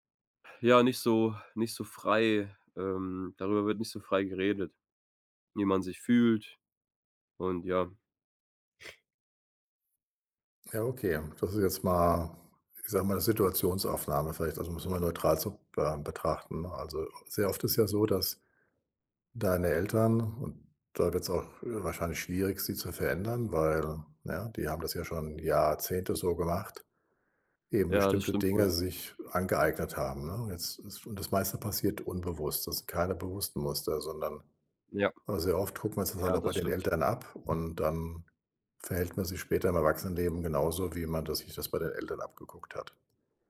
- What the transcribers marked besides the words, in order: sniff; other background noise
- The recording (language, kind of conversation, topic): German, advice, Wie finden wir heraus, ob unsere emotionalen Bedürfnisse und Kommunikationsstile zueinander passen?